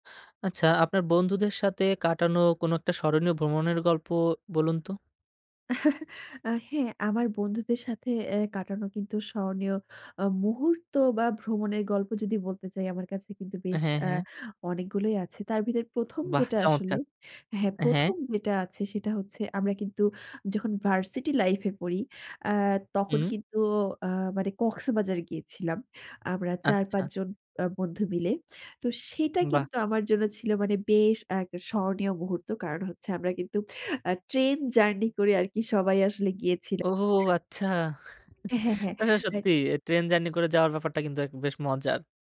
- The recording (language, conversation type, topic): Bengali, podcast, বন্ধুদের সঙ্গে আপনার কোনো স্মরণীয় ভ্রমণের গল্প কী?
- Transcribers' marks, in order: tapping; chuckle; other background noise; drawn out: "ওহ আচ্ছা"; chuckle